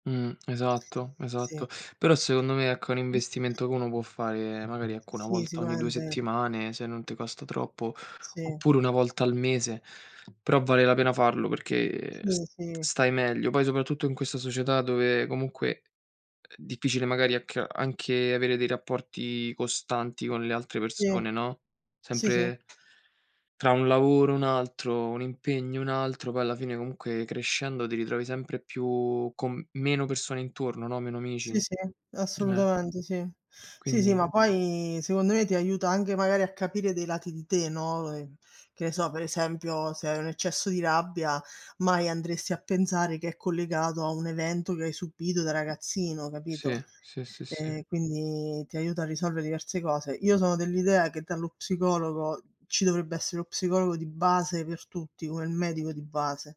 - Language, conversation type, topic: Italian, unstructured, Perché parlare di salute mentale è ancora un tabù?
- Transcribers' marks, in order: unintelligible speech; "sicuramente" said as "sicuramende"; tapping; other noise; other background noise; "assolutamente" said as "assolutamende"; "secondo" said as "segondo"; "anche" said as "anghe"; "pensare" said as "penzare"; "subito" said as "subbito"